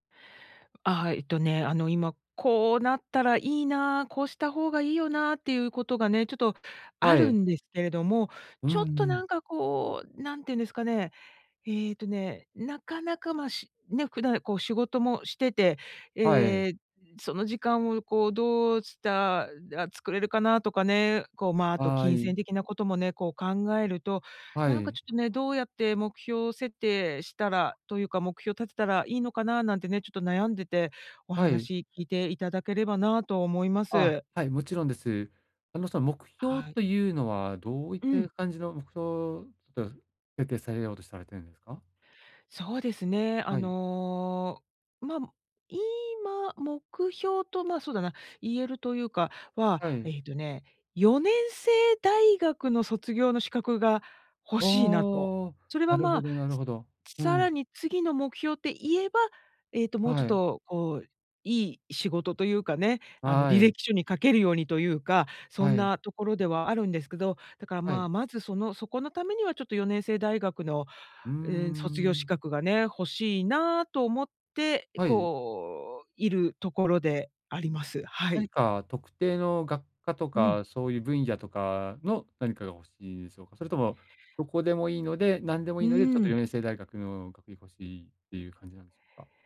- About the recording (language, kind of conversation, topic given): Japanese, advice, 現実的で達成しやすい目標はどのように設定すればよいですか？
- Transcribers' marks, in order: other background noise